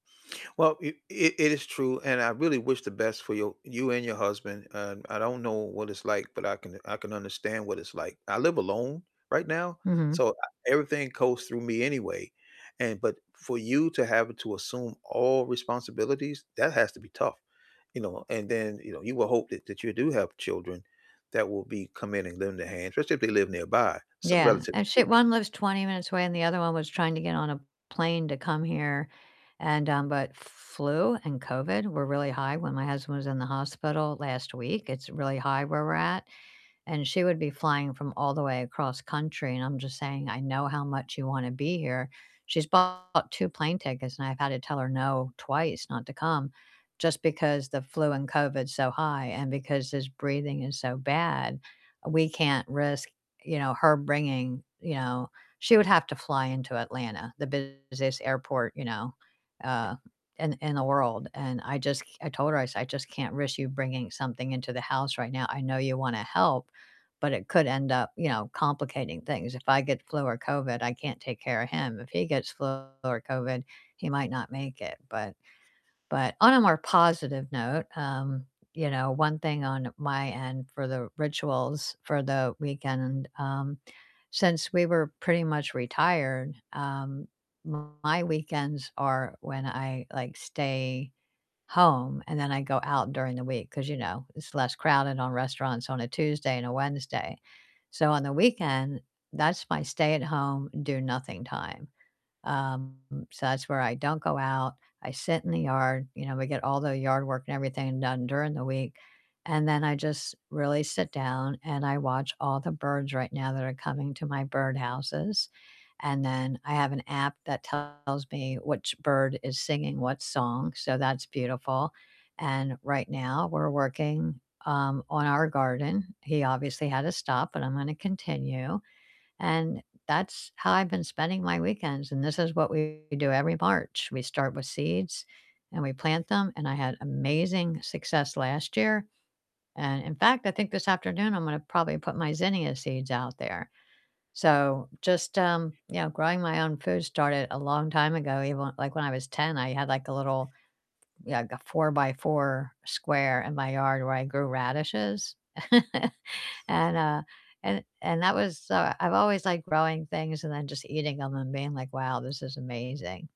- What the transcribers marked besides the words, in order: distorted speech; other noise; other background noise; laugh
- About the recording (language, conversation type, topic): English, unstructured, What weekend rituals and mini traditions make your days feel special, and how did they start?